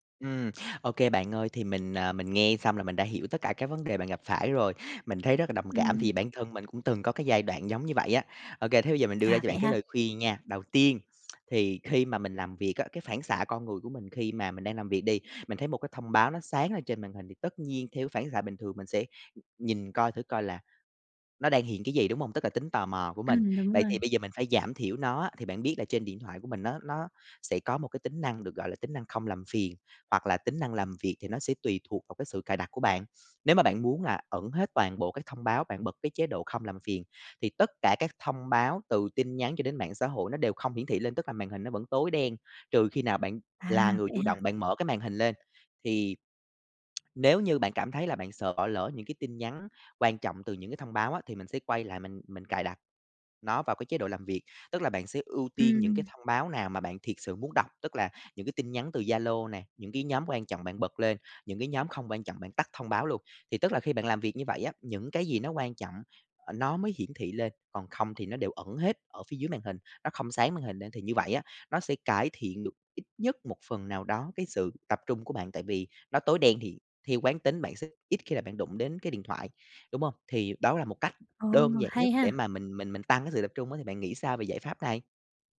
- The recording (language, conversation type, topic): Vietnamese, advice, Làm thế nào để duy trì sự tập trung lâu hơn khi học hoặc làm việc?
- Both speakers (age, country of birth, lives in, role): 20-24, Vietnam, France, user; 25-29, Vietnam, Vietnam, advisor
- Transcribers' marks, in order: tapping; other background noise; tsk